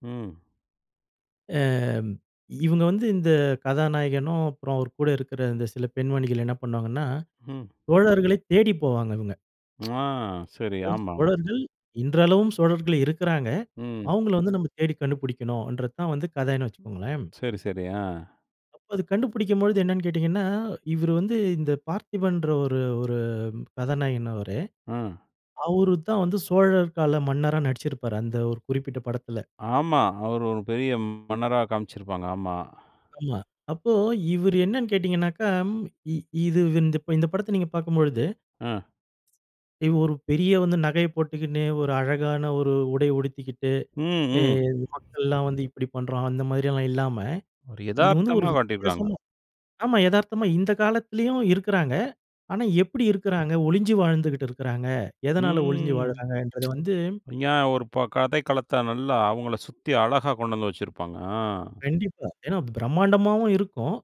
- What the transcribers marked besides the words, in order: drawn out: "அ"; tapping; unintelligible speech; other background noise; "காட்டியிருக்காங்க" said as "வாட்டியிருக்காங்க"; drawn out: "ம்"; tsk
- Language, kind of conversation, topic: Tamil, podcast, ஒரு திரைப்படம் உங்களின் கவனத்தை ஈர்த்ததற்கு காரணம் என்ன?